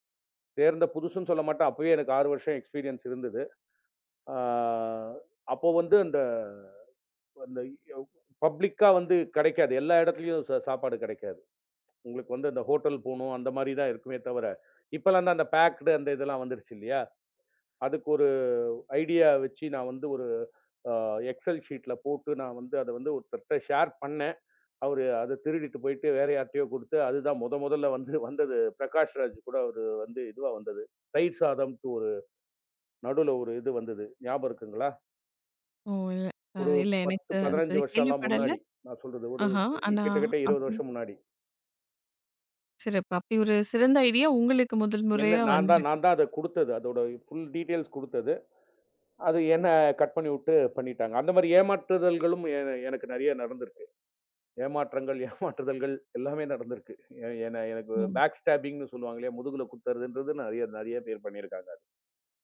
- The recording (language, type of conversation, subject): Tamil, podcast, ஒரு யோசனை தோன்றியவுடன் அதை பிடித்து வைத்துக்கொள்ள நீங்கள் என்ன செய்கிறீர்கள்?
- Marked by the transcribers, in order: in English: "எக்ஸ்பீரியன்ஸ்"; drawn out: "ஆ"; in English: "பப்ளிக்கா"; in English: "பேக்டு"; in English: "ஐடியா"; in another language: "எக்ஸெல் ஷீட்ல"; in English: "ஷேர்"; laughing while speaking: "வந்து வந்தது"; "கிட்டத்தட்ட" said as "கிட்டகிட்ட"; in English: "ஐடியா"; in English: "ஃபுல் டீடைல்ஸ்"; in English: "கட்"; laughing while speaking: "ஏமாற்றுதல்கள்"; in English: "பேக் ஸ்டேப்பிங்ன்னு"